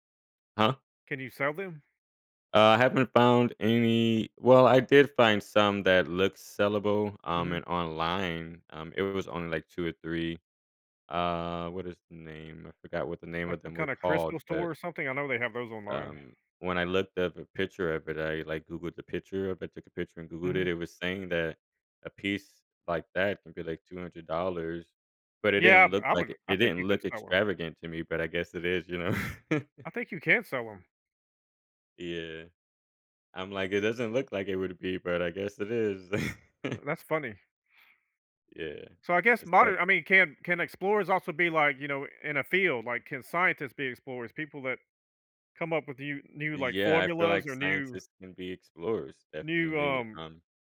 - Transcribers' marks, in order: laughing while speaking: "know?"; laugh; chuckle
- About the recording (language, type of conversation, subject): English, unstructured, What can explorers' perseverance teach us?